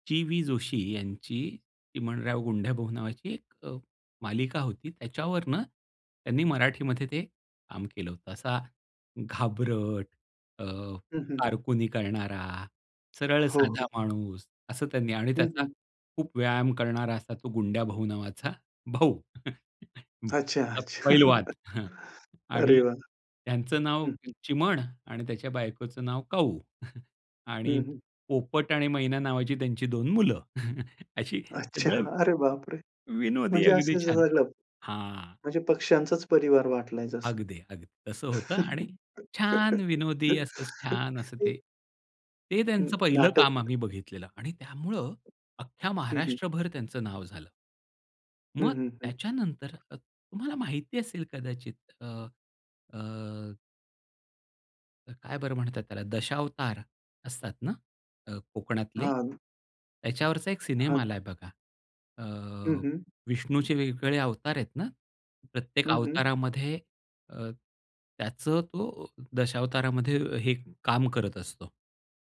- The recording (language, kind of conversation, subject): Marathi, podcast, आवडत्या कलाकाराला प्रत्यक्ष पाहिल्यावर तुम्हाला कसं वाटलं?
- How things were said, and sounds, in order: tapping; laughing while speaking: "अच्छा, अच्छा"; chuckle; other background noise; laugh